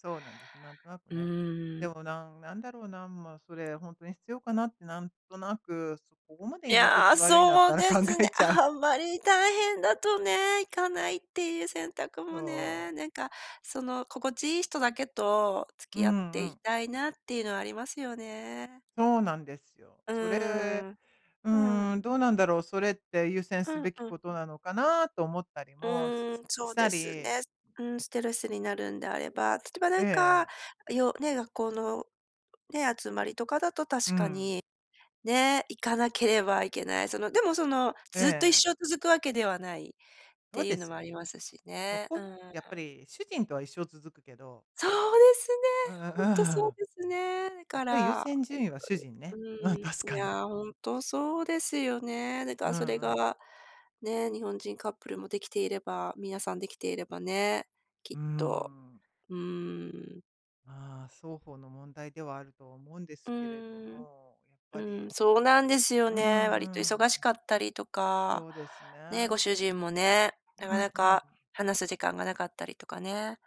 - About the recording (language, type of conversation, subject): Japanese, advice, グループの中で居心地が悪いと感じたとき、どうすればいいですか？
- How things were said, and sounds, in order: laughing while speaking: "悪いんだったら考えちゃう"; laughing while speaking: "うん、確かに"